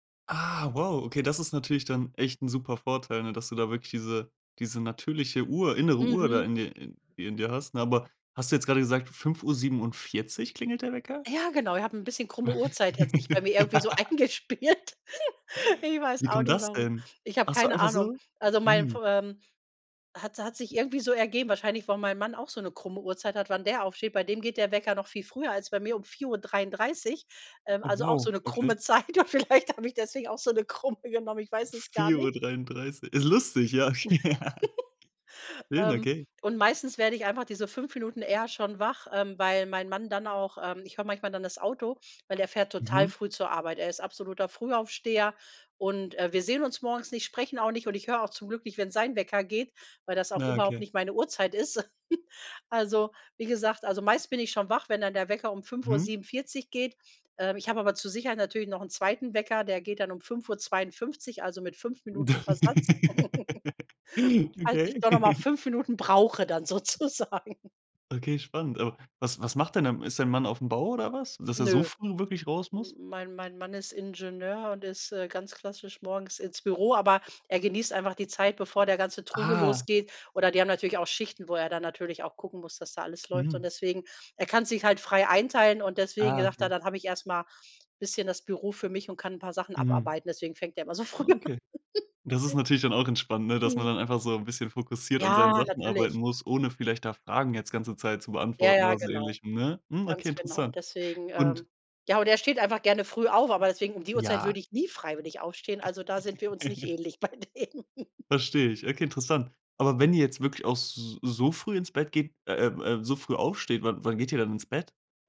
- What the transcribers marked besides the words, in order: laugh; laughing while speaking: "eingespielt"; laugh; laughing while speaking: "krumme Zeit und vielleicht habe ich deswegen auch so 'ne krumme"; giggle; laugh; giggle; laugh; joyful: "Okay"; chuckle; laugh; laughing while speaking: "sozusagen"; laughing while speaking: "früh an"; giggle; other noise; stressed: "nie"; chuckle; laughing while speaking: "bei dem"; chuckle
- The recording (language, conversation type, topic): German, podcast, Wie sieht dein Morgenritual zu Hause aus?